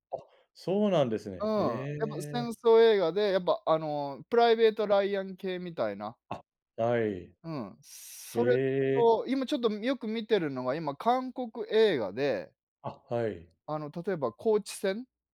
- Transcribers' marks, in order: none
- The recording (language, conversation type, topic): Japanese, unstructured, 最近見た映画の中で特に印象に残った作品は何ですか？